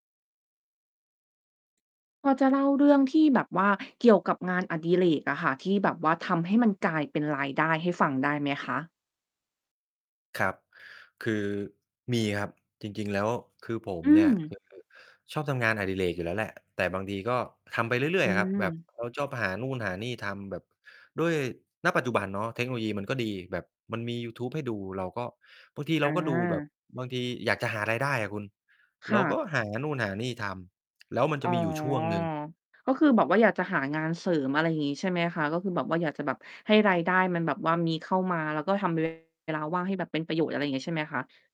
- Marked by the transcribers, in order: distorted speech; tapping
- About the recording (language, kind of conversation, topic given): Thai, podcast, คุณเคยเปลี่ยนงานอดิเรกให้กลายเป็นรายได้ไหม ช่วยเล่าให้ฟังหน่อยได้ไหม?